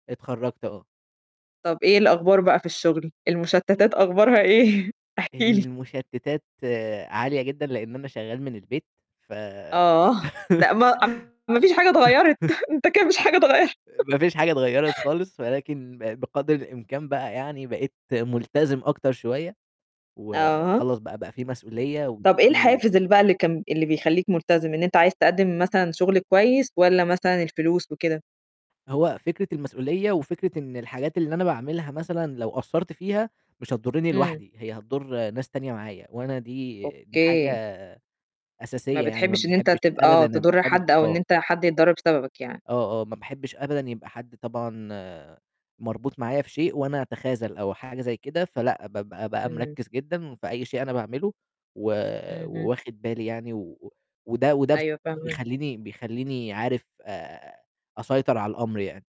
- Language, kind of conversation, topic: Arabic, podcast, إزاي بتقاوم الإغراءات اليومية اللي بتأخرك عن هدفك؟
- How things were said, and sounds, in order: laughing while speaking: "أخبارها إيه؟ احكي لي"; unintelligible speech; laugh; chuckle; tapping; laughing while speaking: "أنت كان مش حاجة اتغير"; chuckle